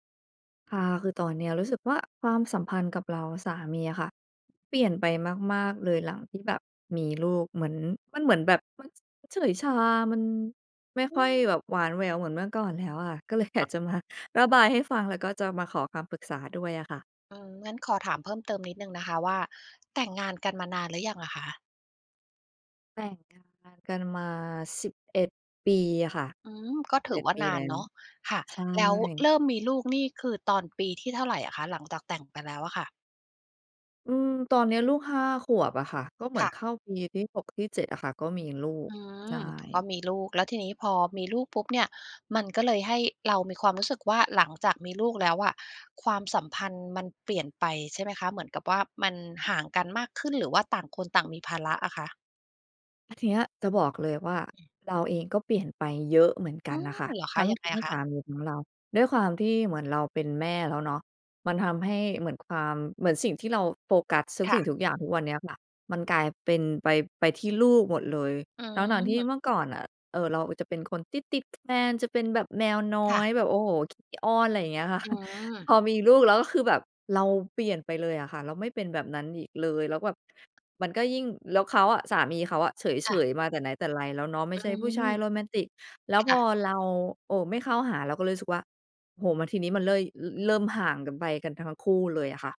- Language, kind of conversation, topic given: Thai, advice, ความสัมพันธ์ของคุณเปลี่ยนไปอย่างไรหลังจากมีลูก?
- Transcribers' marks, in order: laughing while speaking: "อยาก"; chuckle